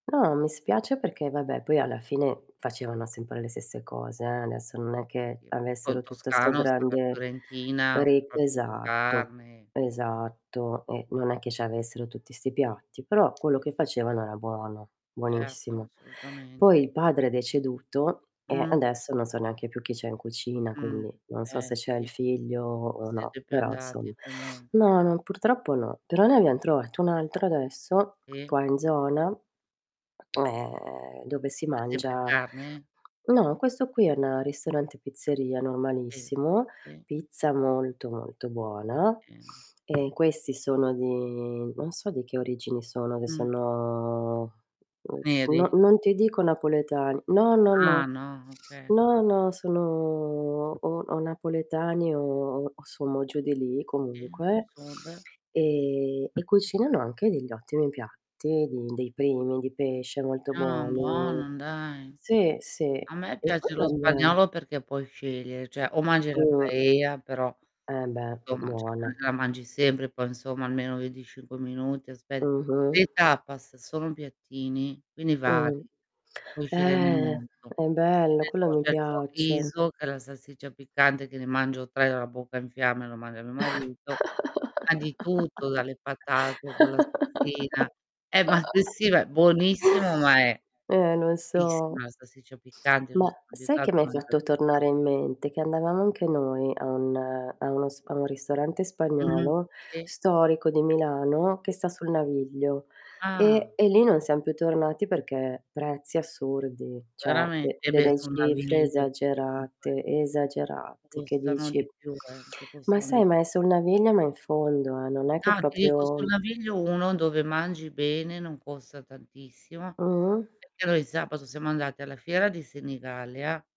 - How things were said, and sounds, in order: unintelligible speech; distorted speech; unintelligible speech; background speech; tapping; lip smack; drawn out: "di"; drawn out: "sono"; drawn out: "sono"; static; unintelligible speech; "cioè" said as "ceh"; drawn out: "Eh"; laugh; unintelligible speech; "cioè" said as "ceh"; stressed: "esagerate"; "proprio" said as "propio"; drawn out: "Mh"
- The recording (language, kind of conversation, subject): Italian, unstructured, Come hai scoperto il tuo ristorante preferito?